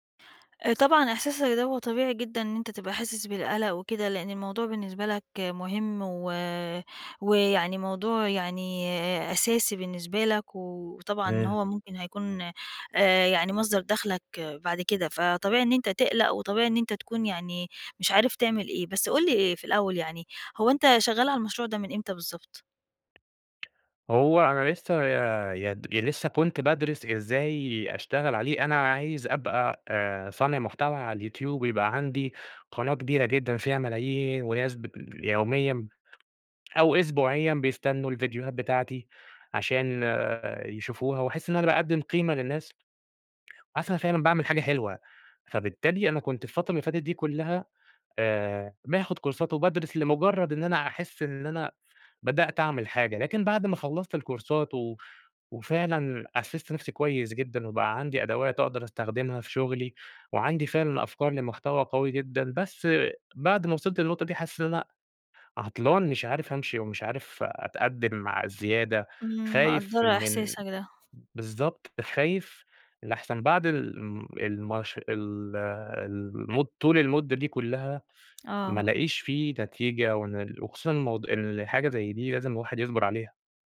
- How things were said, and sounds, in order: unintelligible speech; tapping; in English: "كورسات"; in English: "الكورسات"; lip trill
- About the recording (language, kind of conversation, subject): Arabic, advice, إزاي أتعامل مع فقدان الدافع إني أكمل مشروع طويل المدى؟